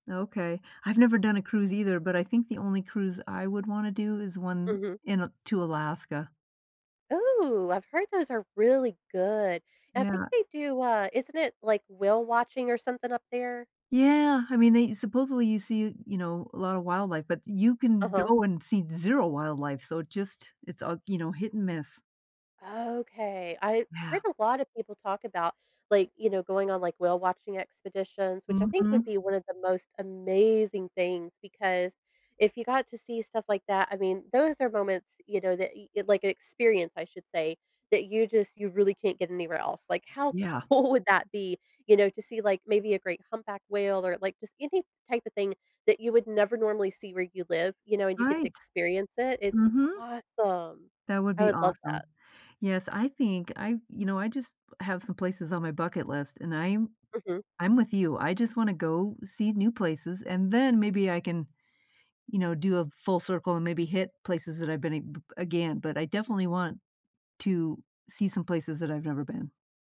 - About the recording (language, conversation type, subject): English, podcast, How does exploring new places impact the way we see ourselves and the world?
- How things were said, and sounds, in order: tapping; stressed: "amazing"; laughing while speaking: "cool"; stressed: "awesome"